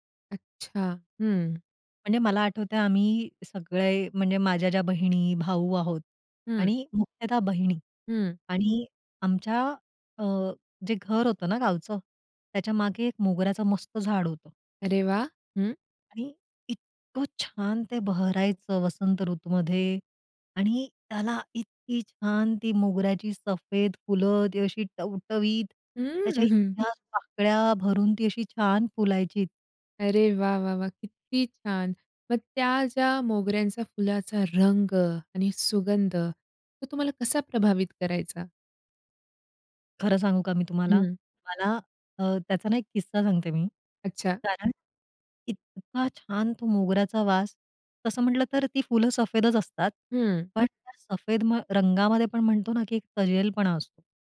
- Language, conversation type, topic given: Marathi, podcast, वसंताचा सुवास आणि फुलं तुला कशी भावतात?
- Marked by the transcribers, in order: anticipating: "आणि इतकं छान ते भरायचं … अशी छान फुलायची"; laughing while speaking: "हम्म"; tapping; other background noise